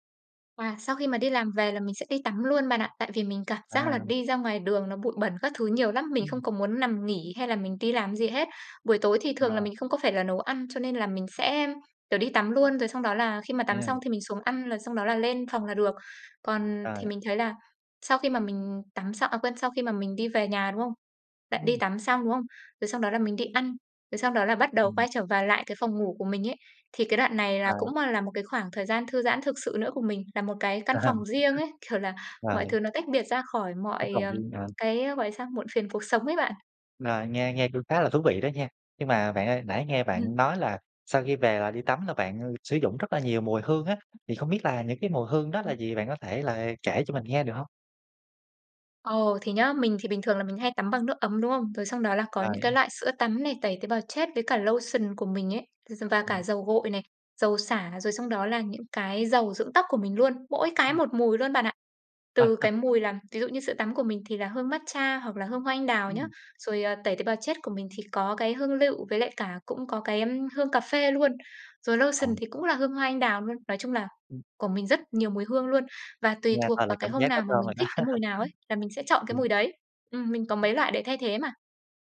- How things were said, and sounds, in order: tapping; other background noise; laugh; in English: "lotion"; unintelligible speech; in English: "lotion"; laughing while speaking: "đó"
- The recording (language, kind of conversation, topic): Vietnamese, podcast, Buổi tối thư giãn lý tưởng trong ngôi nhà mơ ước của bạn diễn ra như thế nào?